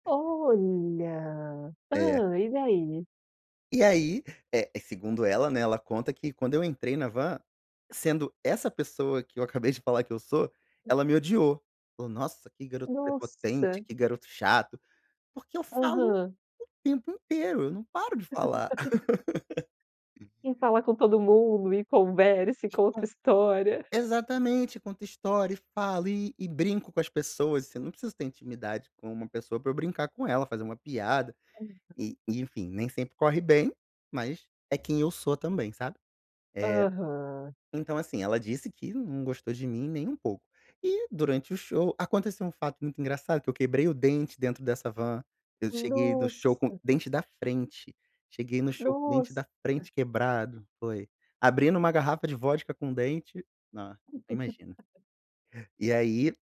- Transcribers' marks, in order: drawn out: "Olha"; other noise; laugh; laugh; laugh
- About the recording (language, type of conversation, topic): Portuguese, podcast, Como fazer amigos na vida adulta sem sentir vergonha?